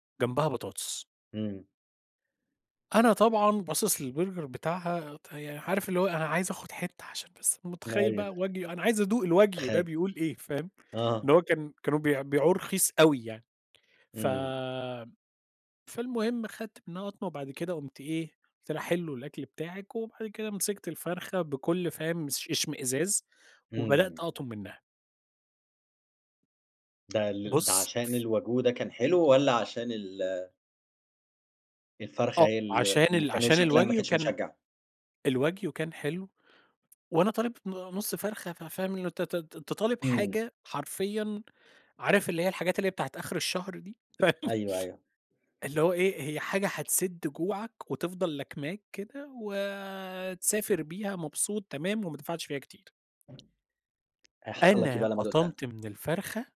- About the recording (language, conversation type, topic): Arabic, podcast, إيه أطيب أكلة دقتها وإنت مسافر، وإيه حكايتها؟
- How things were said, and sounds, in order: tapping; other background noise; laughing while speaking: "فاهم؟"